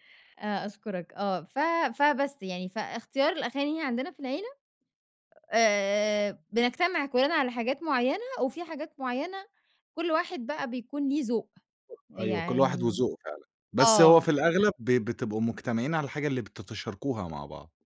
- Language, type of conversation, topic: Arabic, podcast, إيه دور الذكريات في اختيار أغاني مشتركة؟
- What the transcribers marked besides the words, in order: unintelligible speech